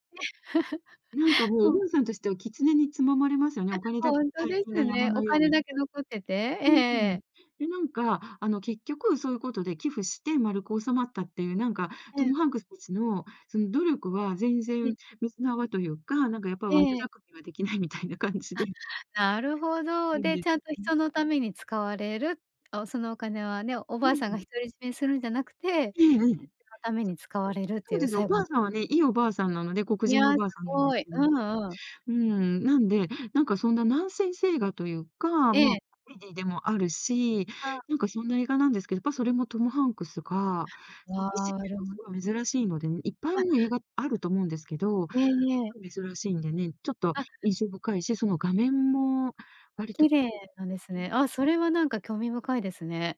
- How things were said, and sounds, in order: laugh; laughing while speaking: "みたいな感じで"; other background noise; unintelligible speech
- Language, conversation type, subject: Japanese, podcast, 好きな映画の悪役で思い浮かぶのは誰ですか？